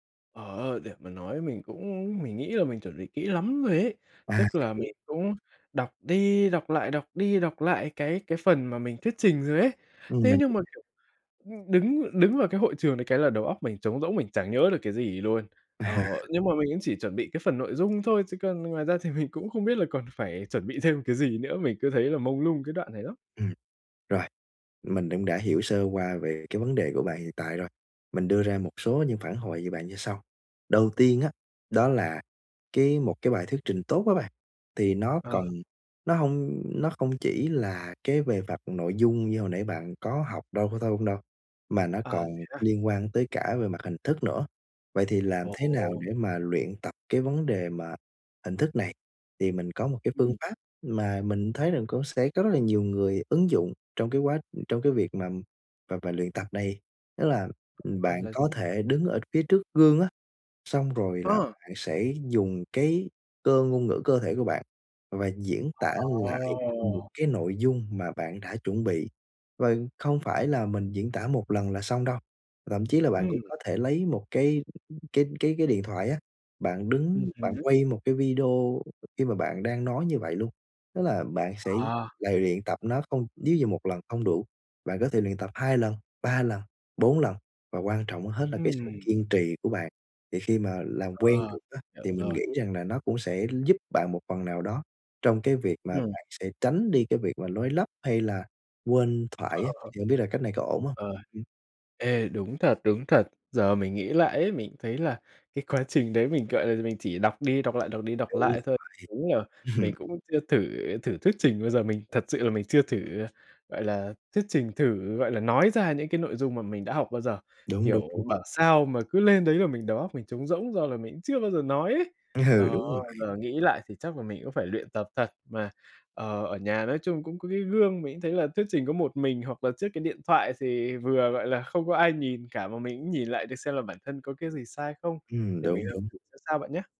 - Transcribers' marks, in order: tapping; unintelligible speech; laughing while speaking: "À"; "cũng" said as "đững"; drawn out: "À!"; unintelligible speech; chuckle; laughing while speaking: "Ừ"; other background noise
- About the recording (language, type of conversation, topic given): Vietnamese, advice, Làm sao để bớt lo lắng khi phải nói trước một nhóm người?